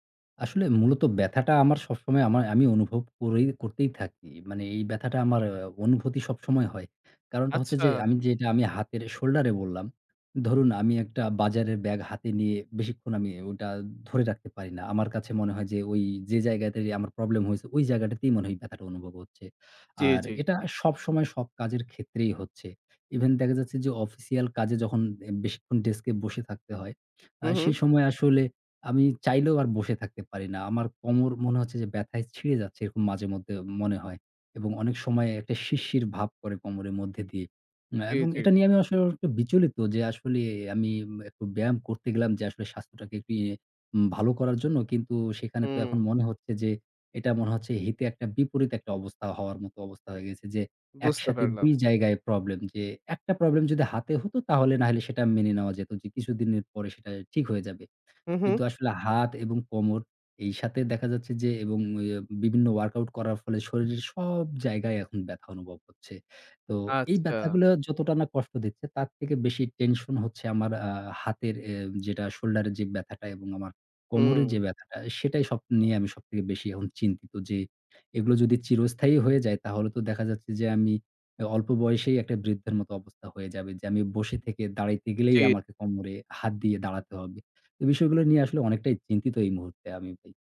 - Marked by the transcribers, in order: other background noise; tapping
- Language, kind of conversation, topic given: Bengali, advice, ভুল ভঙ্গিতে ব্যায়াম করার ফলে পিঠ বা জয়েন্টে ব্যথা হলে কী করবেন?